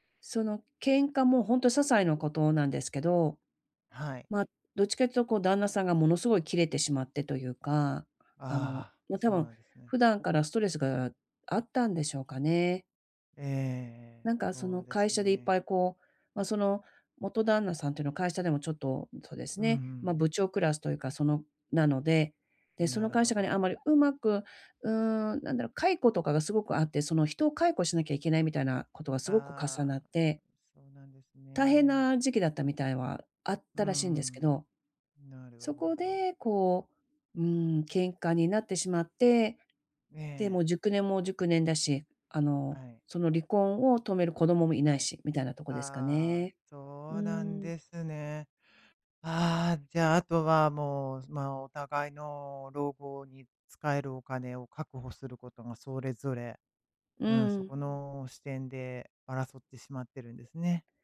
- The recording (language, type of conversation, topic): Japanese, advice, 別れで失った自信を、日々の習慣で健康的に取り戻すにはどうすればよいですか？
- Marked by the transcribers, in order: other background noise